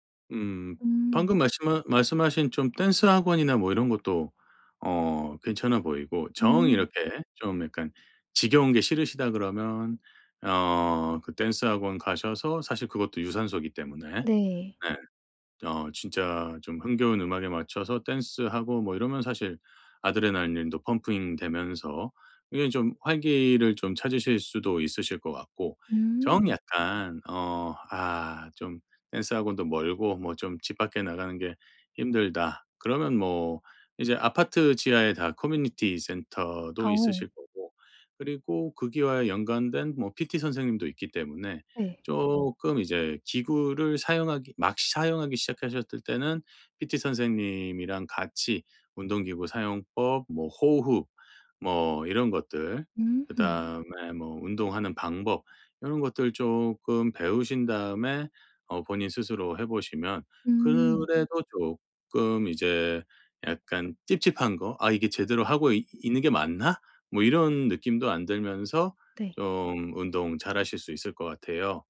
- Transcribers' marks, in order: none
- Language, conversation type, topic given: Korean, advice, 정신적 피로 때문에 깊은 집중이 어려울 때 어떻게 회복하면 좋을까요?